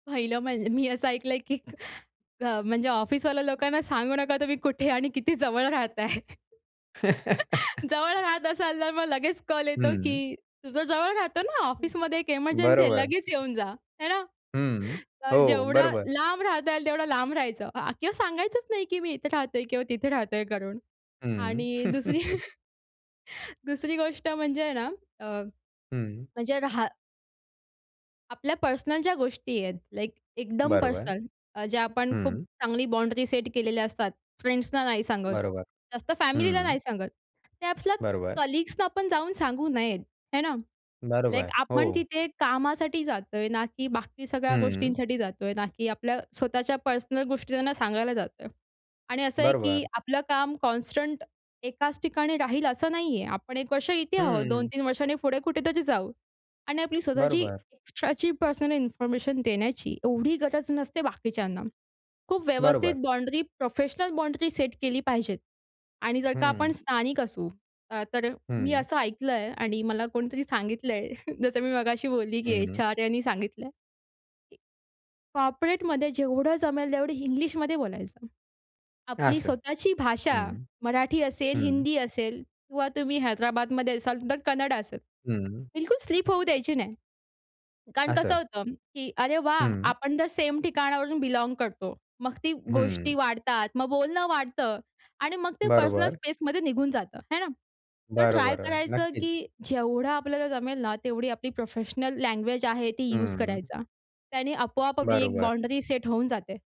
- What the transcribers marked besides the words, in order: laughing while speaking: "की अ, म्हणजे ऑफिसवाल्या लोकांना … करून. आणि दुसरी"; laugh; giggle; other noise; other background noise; giggle; chuckle; in English: "फ्रेंड्सना"; in English: "कलीग्स"; in English: "कॉन्स्टंट"; chuckle; in English: "कॉर्पोरेटमध्ये"; tapping; in English: "बिलॉंग"; in English: "स्पेसमध्ये"
- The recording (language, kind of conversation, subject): Marathi, podcast, काम आणि वैयक्तिक आयुष्याचा समतोल साधण्यासाठी तुम्ही तंत्रज्ञानाचा कसा वापर करता?